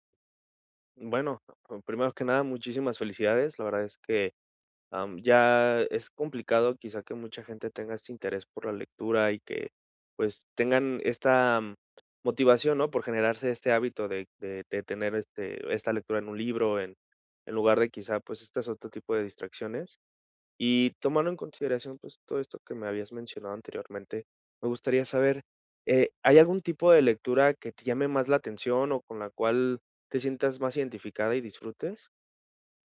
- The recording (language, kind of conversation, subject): Spanish, advice, ¿Por qué no logro leer todos los días aunque quiero desarrollar ese hábito?
- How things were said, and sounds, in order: other background noise